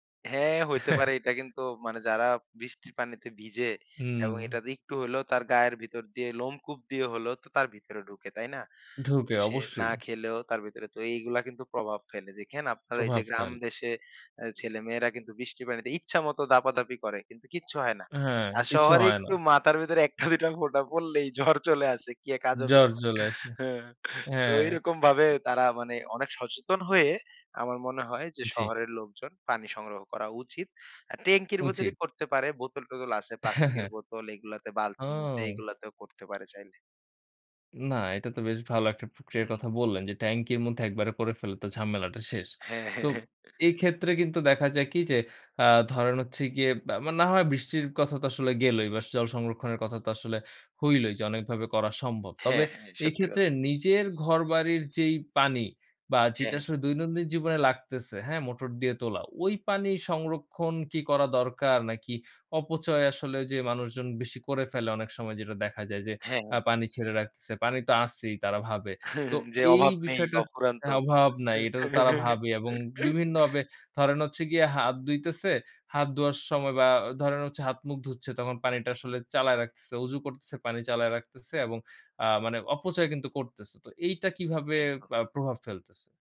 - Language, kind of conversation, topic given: Bengali, podcast, বাড়িতে জল সংরক্ষণের সহজ উপায়গুলো কী কী?
- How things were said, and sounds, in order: chuckle; laughing while speaking: "এক টা, দুই টা ফোটা … আজব ব্যাপার! হ্যা"; chuckle; laughing while speaking: "হ্যা, হ্যা, হ্যা"; chuckle; chuckle